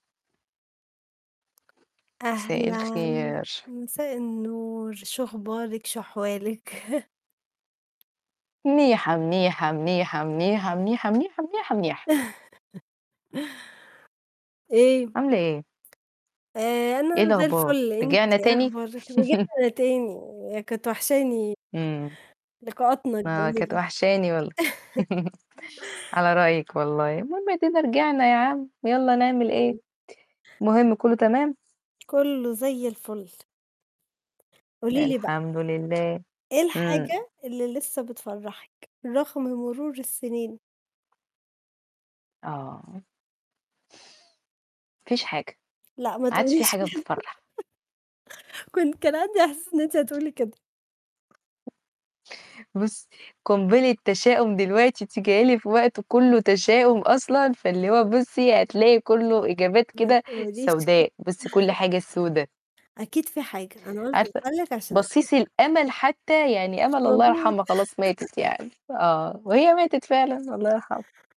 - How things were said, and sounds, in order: tapping; chuckle; chuckle; static; distorted speech; laugh; laugh; chuckle; other noise; laugh; chuckle; other background noise; laugh
- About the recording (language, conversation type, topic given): Arabic, unstructured, إيه الحاجة اللي لسه بتفرّحك رغم مرور السنين؟